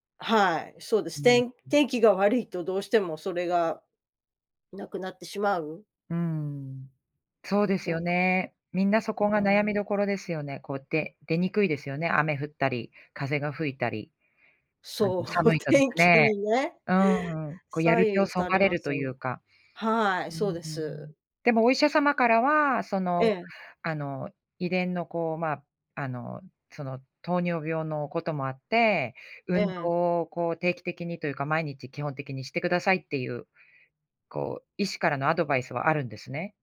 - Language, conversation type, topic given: Japanese, advice, 年齢や体力の低下を感じているのですが、どのような運動をすればよいでしょうか？
- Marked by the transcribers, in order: laughing while speaking: "う、天気にね"